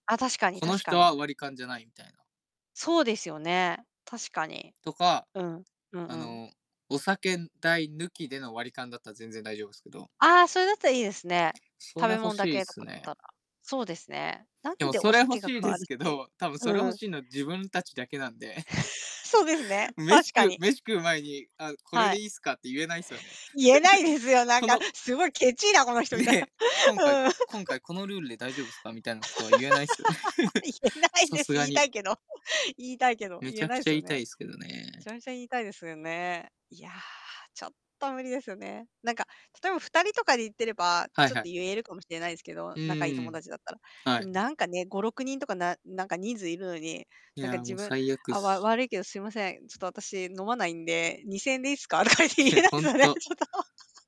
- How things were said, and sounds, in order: laughing while speaking: "それ欲しいですけど 多 … えないすよね"; chuckle; laughing while speaking: "そうですね、確かに"; giggle; laughing while speaking: "言えないですよ、なんか … みたいな うん"; laugh; laughing while speaking: "ね"; laugh; laughing while speaking: "言えないです。言いたいけど 言いたいけど"; laughing while speaking: "よね"; laugh; laughing while speaking: "無理ですよね"; other background noise; laughing while speaking: "とかって言えないですよね、ちょっと"; laughing while speaking: "いや、ほんと"; laugh
- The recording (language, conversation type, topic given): Japanese, unstructured, 友達に誘われても行きたくないときは、どうやって断りますか？